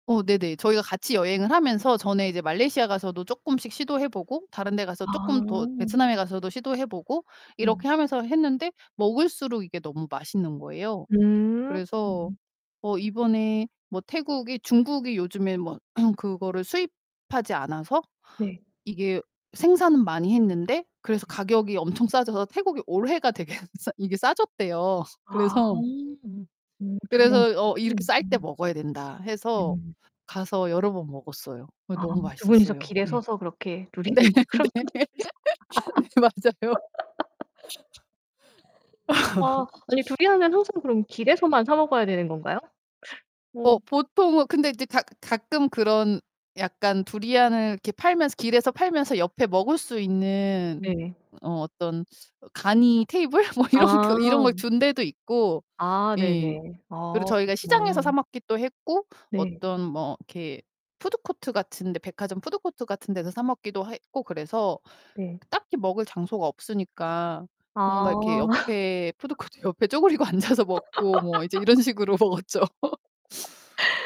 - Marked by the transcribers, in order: other background noise; distorted speech; throat clearing; laughing while speaking: "되게"; laughing while speaking: "싸졌대요"; laughing while speaking: "두리안을 항상 둘이서"; laugh; laughing while speaking: "네. 네. 네 맞아요"; laugh; laughing while speaking: "테이블 뭐 이런 거"; laughing while speaking: "푸드코트 옆에 쪼그리고 앉아서"; laugh; laughing while speaking: "이런 식으로 먹었죠"; laugh
- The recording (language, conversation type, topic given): Korean, podcast, 여행 중 가장 기억에 남는 순간은 언제였나요?